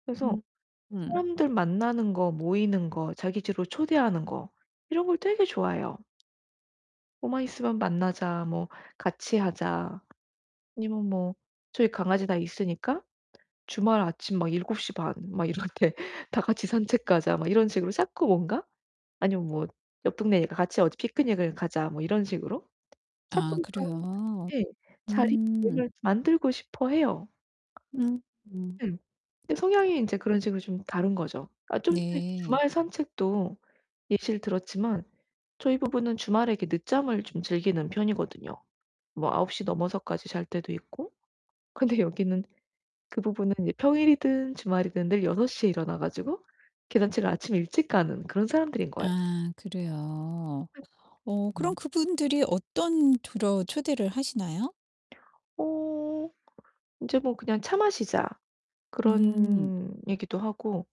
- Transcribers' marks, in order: tapping; other background noise; laughing while speaking: "이럴 때"; distorted speech; other noise
- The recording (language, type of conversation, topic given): Korean, advice, 초대나 모임에서 거절하기가 힘들 때 어떻게 하면 좋을까요?